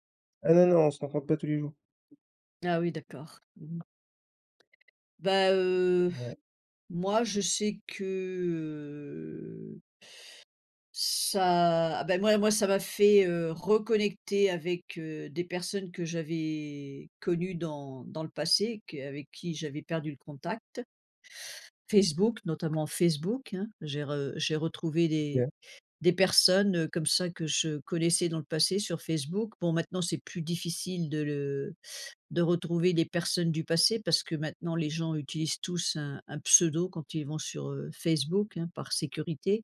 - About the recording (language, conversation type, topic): French, unstructured, Penses-tu que les réseaux sociaux divisent davantage qu’ils ne rapprochent les gens ?
- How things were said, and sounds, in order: tapping; drawn out: "heu"